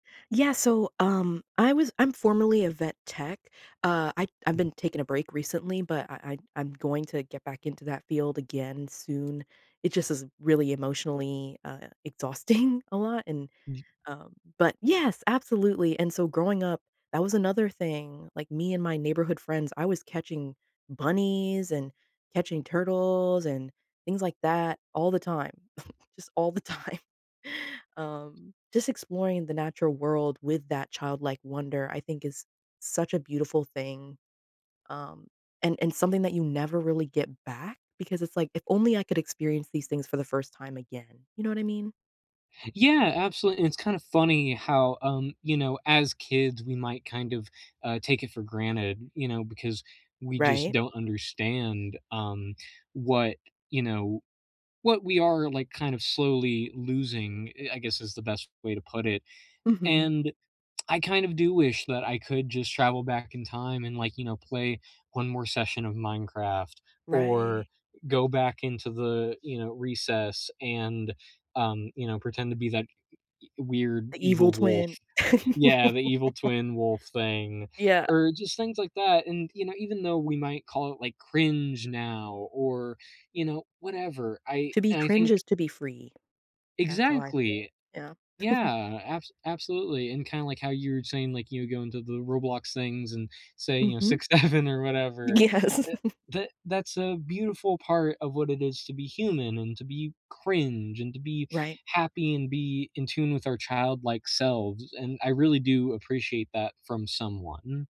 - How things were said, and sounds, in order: tapping; laughing while speaking: "exhausting"; scoff; laughing while speaking: "time"; lip smack; other background noise; laugh; giggle; laughing while speaking: "Yes"; giggle
- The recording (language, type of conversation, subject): English, unstructured, What is a favorite game or activity you enjoyed growing up?
- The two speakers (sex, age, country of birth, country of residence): female, 25-29, United States, United States; male, 18-19, United States, United States